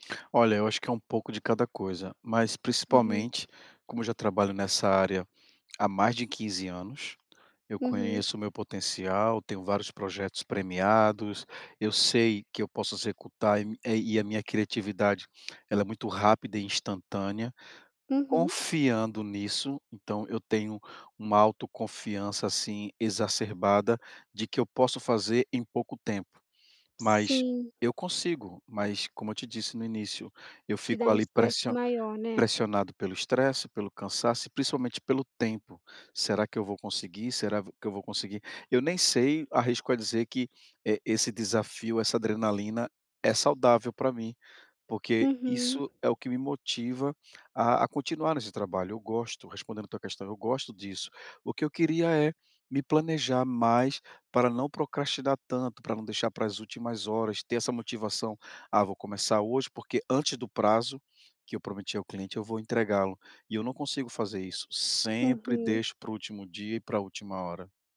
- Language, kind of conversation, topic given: Portuguese, advice, Como posso parar de procrastinar e me sentir mais motivado?
- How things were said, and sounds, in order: tapping